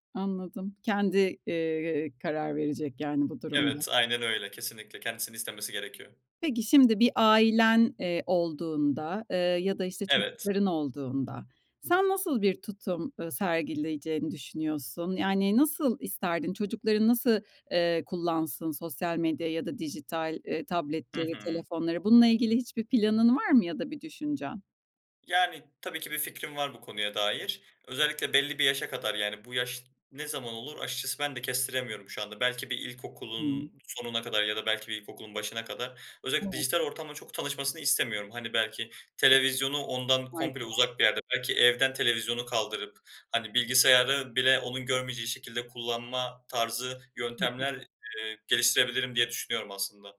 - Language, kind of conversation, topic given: Turkish, podcast, Dijital dikkat dağıtıcılarla başa çıkmak için hangi pratik yöntemleri kullanıyorsun?
- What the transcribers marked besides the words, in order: other background noise; tapping